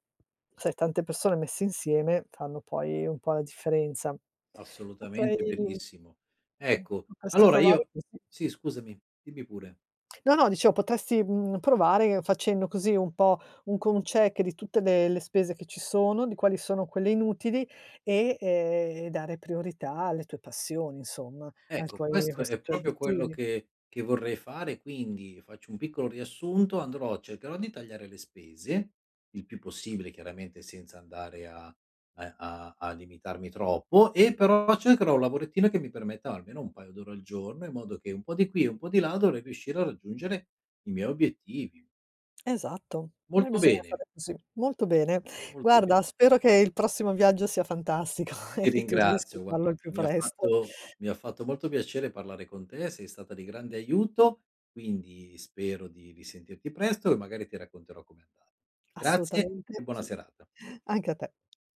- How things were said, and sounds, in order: "proprio" said as "propio"; laughing while speaking: "fantastico"; laughing while speaking: "presto"; chuckle; tapping
- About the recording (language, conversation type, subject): Italian, advice, Come posso bilanciare i piaceri immediati con gli obiettivi a lungo termine e le ricompense utili?